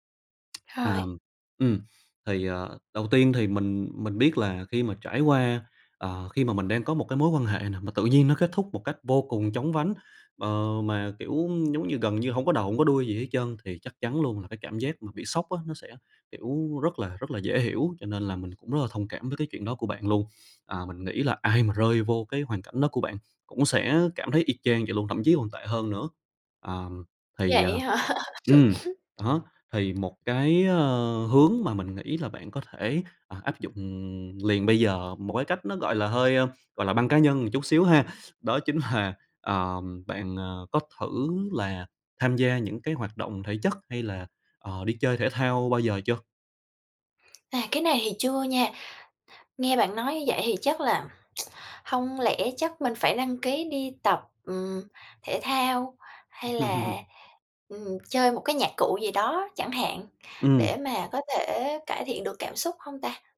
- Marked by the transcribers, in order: tapping; laugh; sniff; sniff; laughing while speaking: "là"; tsk; laugh
- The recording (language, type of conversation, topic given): Vietnamese, advice, Làm sao để mình vượt qua cú chia tay đột ngột và xử lý cảm xúc của mình?